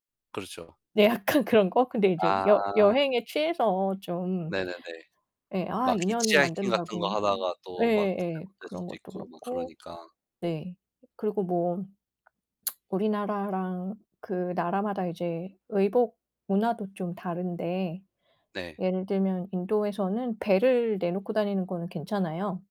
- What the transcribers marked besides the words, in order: laughing while speaking: "약간"; lip smack
- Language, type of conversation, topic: Korean, unstructured, 가장 행복했던 여행 순간은 언제였나요?